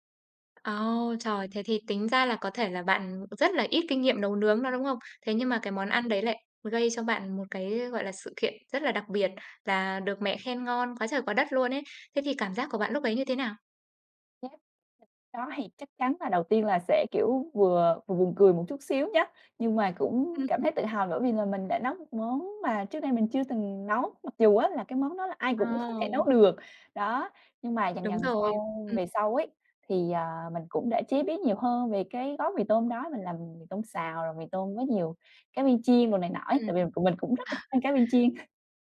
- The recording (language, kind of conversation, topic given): Vietnamese, podcast, Bạn có thể kể về một kỷ niệm ẩm thực khiến bạn nhớ mãi không?
- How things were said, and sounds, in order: tapping; other background noise